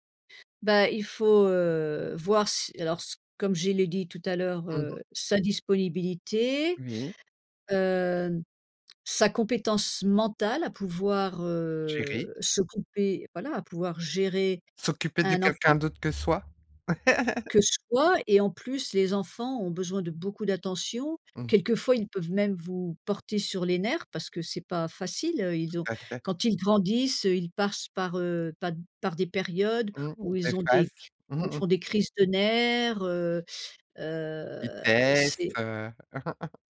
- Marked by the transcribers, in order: drawn out: "heu"; other background noise; chuckle; tapping; chuckle; drawn out: "heu"; chuckle
- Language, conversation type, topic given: French, podcast, Comment décider si l’on veut avoir des enfants ou non ?